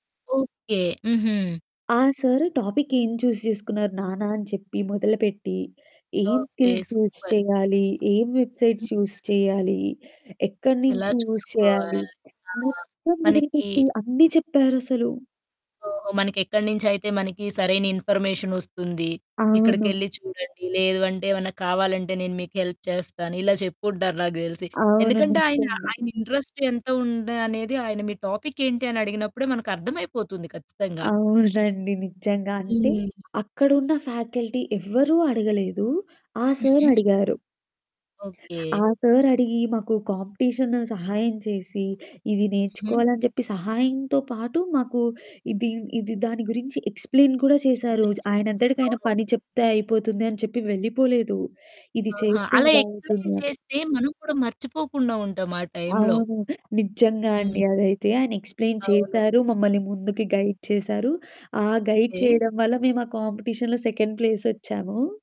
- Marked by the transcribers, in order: static; in English: "టాపిక్"; in English: "చూజ్"; in English: "సూపర్"; in English: "స్కిల్స్ యూజ్"; in English: "వెబ్‌సైట్స్ యూజ్"; in English: "యూజ్"; distorted speech; other background noise; in English: "హెల్ప్"; in English: "ఇంట్రెస్ట్"; in English: "టాపిక్"; in English: "ఫ్యాకల్టీ"; in English: "ఎక్స్‌ప్లేన్"; in English: "ఎక్స్‌ప్లేన్"; in English: "ఎక్స్‌ప్లేన్"; stressed: "నిజంగా"; in English: "ఎక్స్‌ప్లేన్"; in English: "గైడ్"; in English: "గైడ్"; in English: "కాంపిటీషన్‌లో సెకండ్"
- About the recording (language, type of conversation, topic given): Telugu, podcast, సరైన మార్గదర్శకుడిని గుర్తించడానికి మీరు ఏ అంశాలను పరిగణలోకి తీసుకుంటారు?